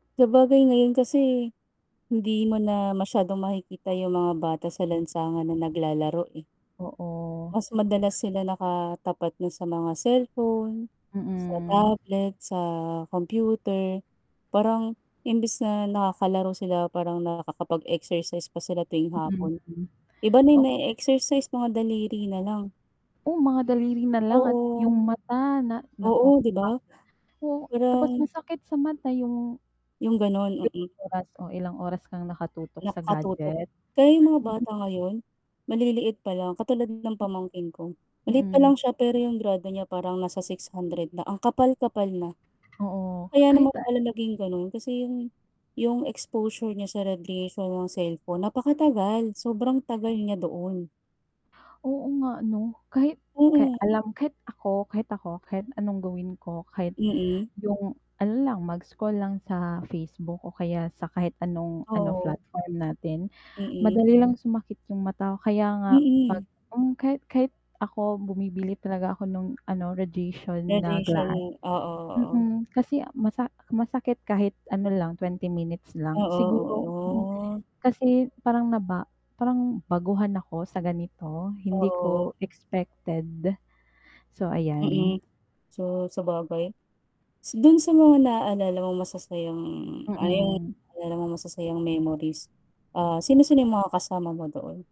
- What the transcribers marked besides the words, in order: static; distorted speech; other background noise; "parang" said as "perang"; drawn out: "oh"; tapping
- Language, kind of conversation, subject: Filipino, unstructured, Ano ang mga masasayang kuwento tungkol sa kanila na palagi mong naiisip?